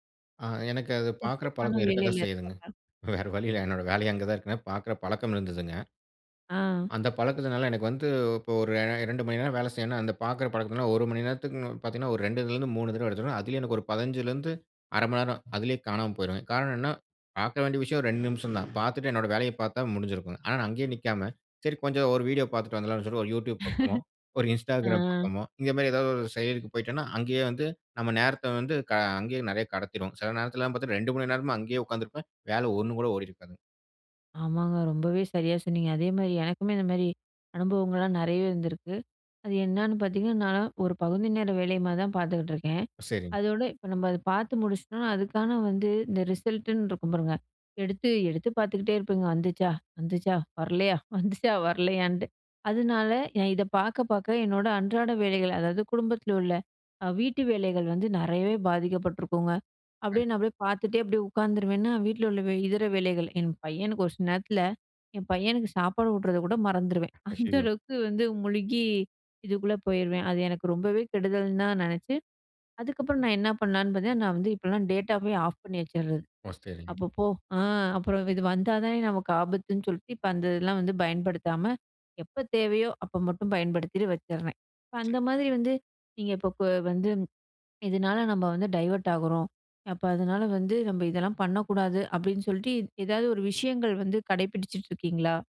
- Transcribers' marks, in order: laugh; laughing while speaking: "வந்துச்சா? வந்துச்சா? வரலையா? வந்துச்சா? வரலையான்ட்டு … என்னோட அன்றாட வேலைகள்"; chuckle; in English: "டேட்டாவே ஆஃப்"; in English: "டைவர்ட்"; swallow
- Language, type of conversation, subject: Tamil, podcast, கைபேசி அறிவிப்புகள் நமது கவனத்தைச் சிதறவைக்கிறதா?